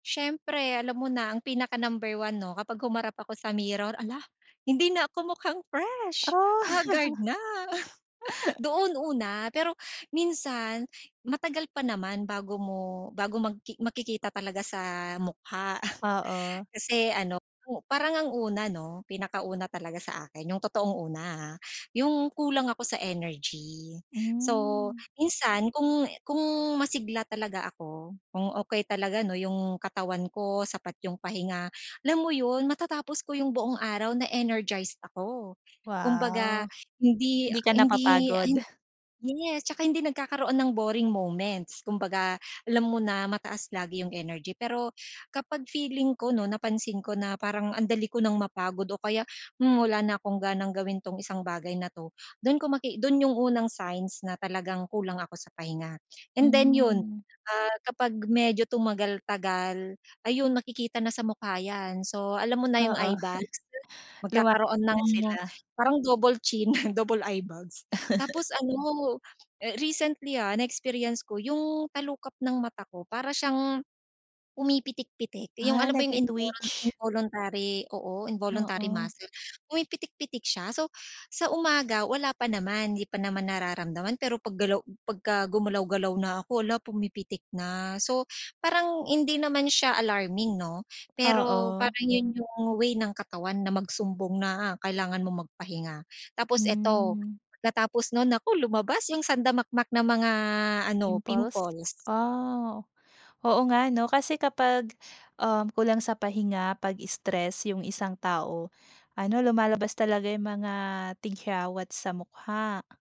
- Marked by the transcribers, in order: chuckle; chuckle; in English: "boring moments"; chuckle; chuckle; in English: "double-chin"; chuckle; laugh; in English: "involuntary"; in English: "nag-ti-twitch"; in English: "involuntary muscle"; "ito" said as "eto"; "tigyawat" said as "tighiyawat"
- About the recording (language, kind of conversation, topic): Filipino, podcast, Paano mo nalalaman kung kulang ka sa pahinga?